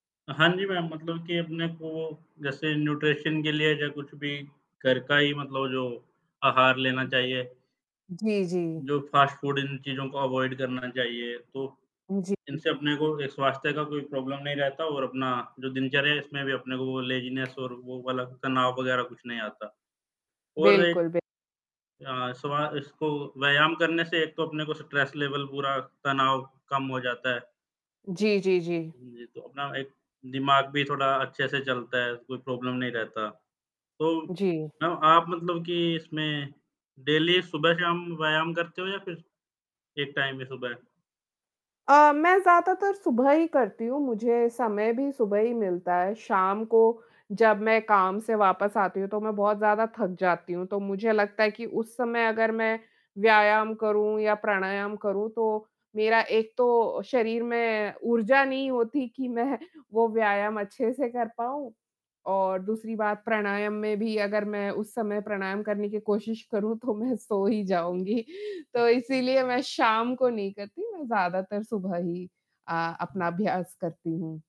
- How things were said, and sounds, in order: in English: "न्यूट्रिशन"; background speech; static; in English: "फास्ट फूड"; in English: "अवॉइड"; in English: "प्रॉब्लम"; tapping; in English: "लेज़ीनेस"; in English: "स्ट्रेस लेवल"; in English: "प्रॉब्लम"; in English: "डेली"; in English: "टाइम"; laughing while speaking: "मैं"; laughing while speaking: "मैं सो ही जाऊँगी"
- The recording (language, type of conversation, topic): Hindi, unstructured, आप अपने दैनिक जीवन में स्वास्थ्य को प्राथमिकता कैसे देते हैं?